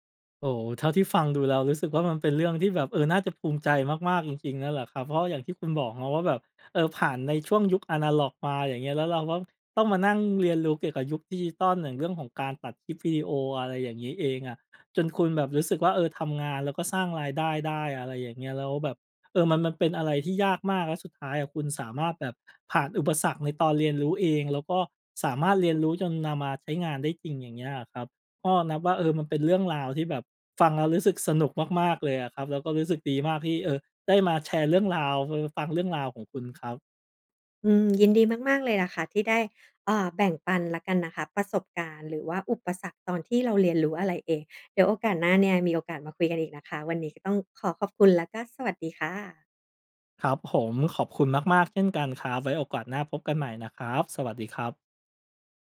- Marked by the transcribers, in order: none
- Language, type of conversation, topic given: Thai, podcast, เคยเจออุปสรรคตอนเรียนเองไหม แล้วจัดการยังไง?